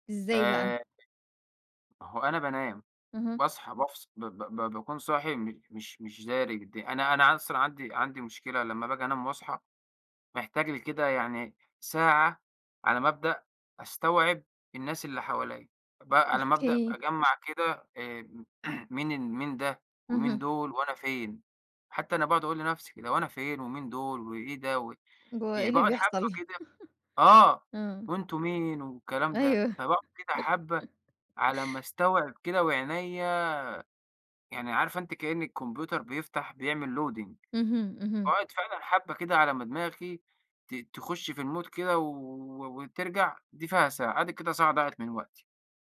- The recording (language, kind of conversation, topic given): Arabic, podcast, إيه تجربتك مع القيلولة وتأثيرها عليك؟
- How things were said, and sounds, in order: unintelligible speech; laughing while speaking: "أوكي"; throat clearing; laugh; laugh; in English: "loading"; in English: "المود"